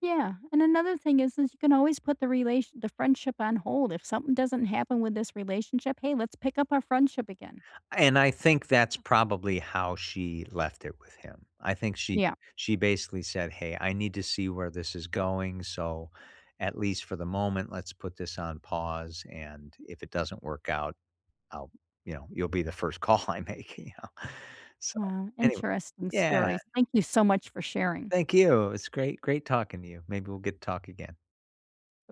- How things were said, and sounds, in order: laughing while speaking: "call I make, you know?"
- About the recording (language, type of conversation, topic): English, unstructured, Is it okay to date someone who still talks to their ex?